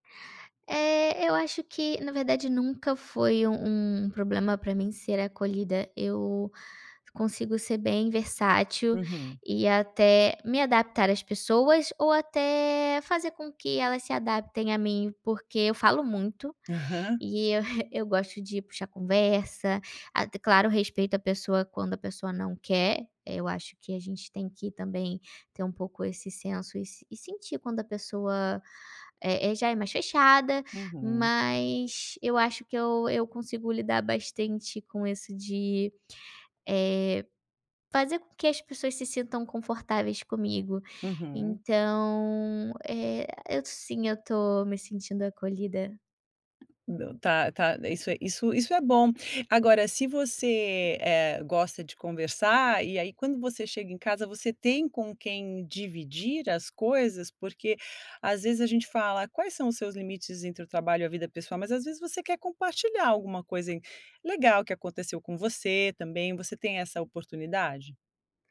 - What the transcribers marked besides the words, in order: tapping
- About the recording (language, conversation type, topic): Portuguese, podcast, Como você cria limites entre o trabalho e a vida pessoal quando trabalha em casa?